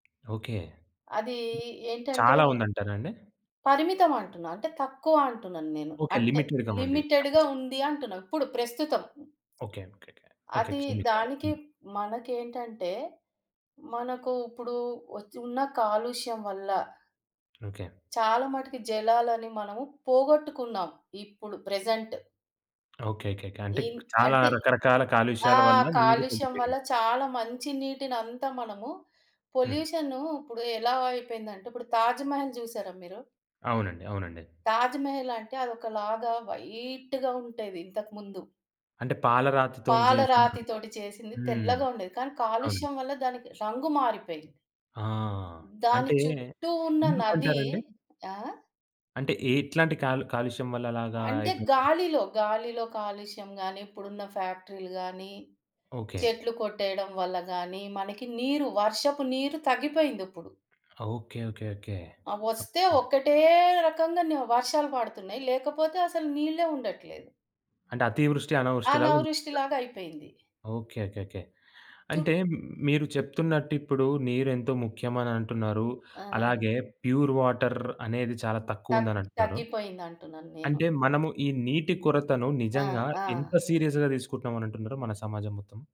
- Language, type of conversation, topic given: Telugu, podcast, నీటిని ఆదా చేయడానికి మీరు అనుసరించే సరళమైన సూచనలు ఏమిటి?
- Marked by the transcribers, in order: other background noise; other noise; in English: "లిమిటెడ్‌గా"; in English: "లిమిటెడ్‌గా"; in English: "ప్రెజెంట్"; in English: "పొల్యూషన్"; in English: "వైట్‌గా"; "ఉండేది" said as "ఉంటేది"; in English: "ప్యూర్ వాటర్"; in English: "సీరియస్‌గా"